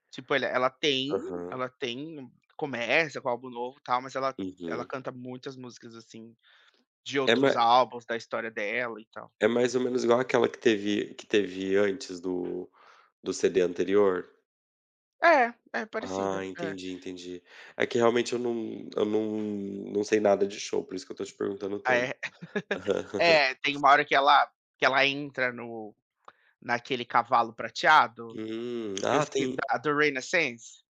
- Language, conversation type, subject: Portuguese, unstructured, Como a música afeta o seu humor no dia a dia?
- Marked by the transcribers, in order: laugh; other background noise